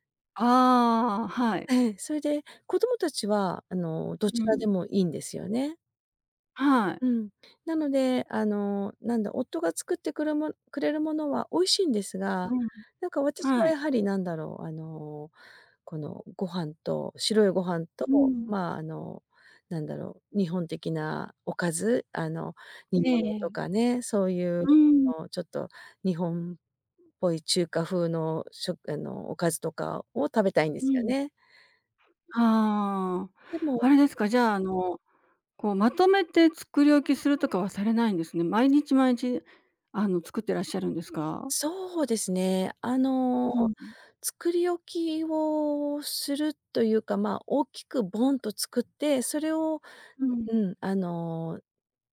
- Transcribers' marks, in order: other background noise
- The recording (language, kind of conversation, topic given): Japanese, advice, 仕事が忙しくて自炊する時間がないのですが、どうすればいいですか？
- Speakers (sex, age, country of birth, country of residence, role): female, 50-54, Japan, United States, user; female, 60-64, Japan, Japan, advisor